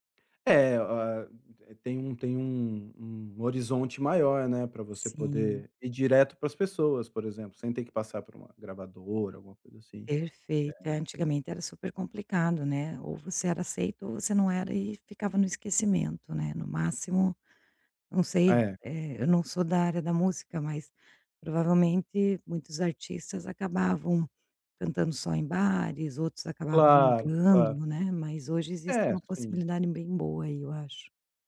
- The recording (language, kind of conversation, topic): Portuguese, podcast, De que forma uma novela, um filme ou um programa influenciou as suas descobertas musicais?
- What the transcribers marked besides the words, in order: unintelligible speech